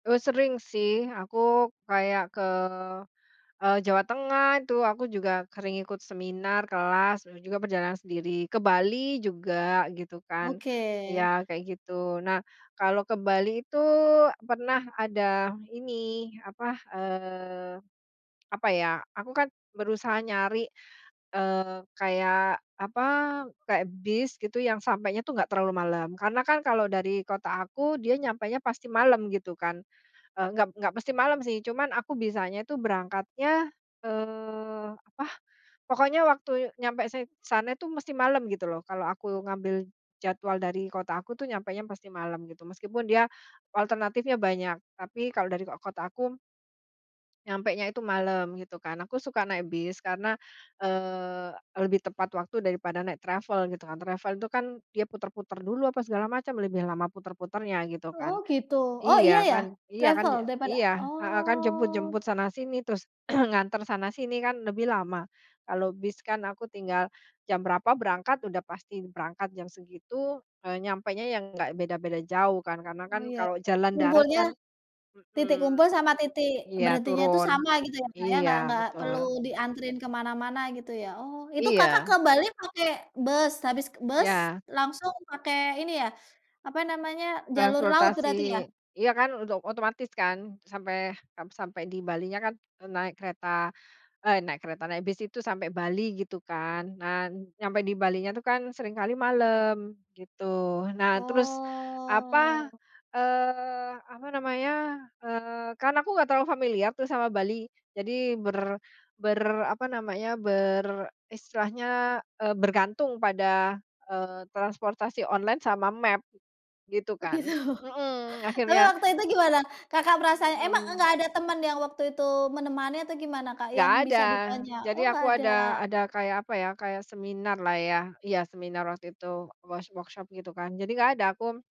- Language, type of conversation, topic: Indonesian, podcast, Apa pelajaran terpenting yang kamu dapat dari perjalanan solo?
- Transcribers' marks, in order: other background noise; in English: "travel"; in English: "Travel"; in English: "Travel?"; background speech; drawn out: "Oh"; throat clearing; drawn out: "Oh"; laughing while speaking: "gitu?"; chuckle; in English: "workshop"